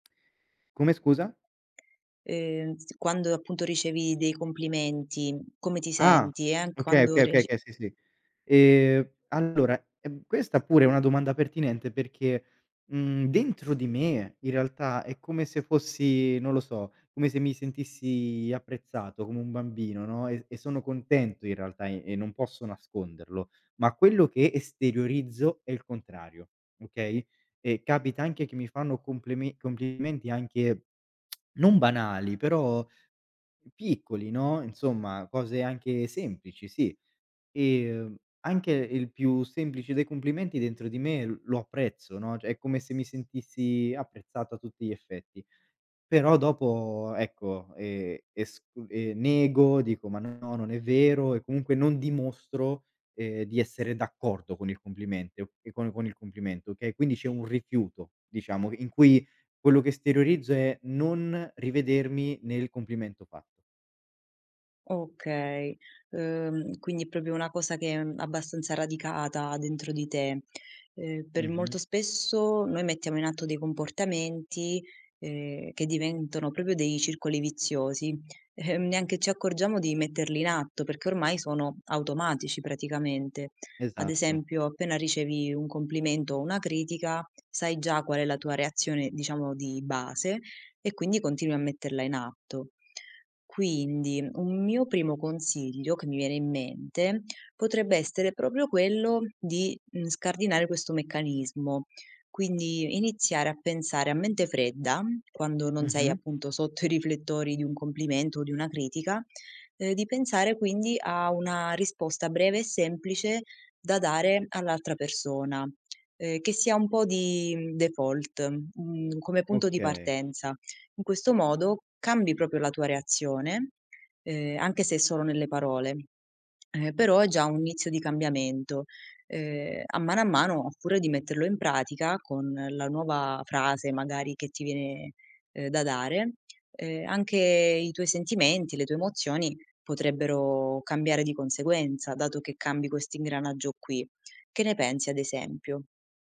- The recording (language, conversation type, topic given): Italian, advice, Perché faccio fatica ad accettare i complimenti e tendo a minimizzare i miei successi?
- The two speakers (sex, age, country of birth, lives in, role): female, 25-29, Italy, Italy, advisor; male, 25-29, Italy, Italy, user
- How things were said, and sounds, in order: tapping; "okay" said as "kay"; "okay" said as "kay"; other background noise; lip smack; "complimento" said as "cumplimenteo"; "complimento" said as "cumplimento"